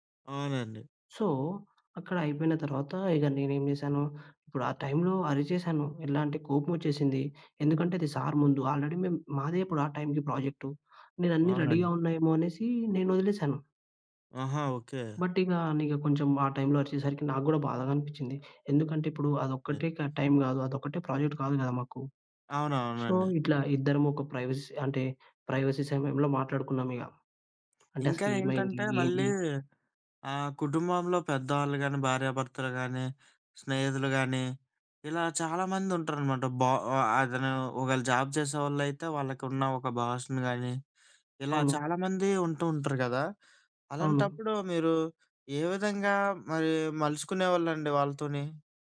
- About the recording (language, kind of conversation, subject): Telugu, podcast, సమస్యపై మాట్లాడడానికి సరైన సమయాన్ని మీరు ఎలా ఎంచుకుంటారు?
- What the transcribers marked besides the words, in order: in English: "సో"; in English: "ఆల్రెడీ"; in English: "రెడీ‌గా"; in English: "బట్"; in English: "ప్రాజెక్ట్"; in English: "సో"; in English: "ప్రైవసీ"; in English: "ప్రైవసీ"; tapping; in English: "జాబ్"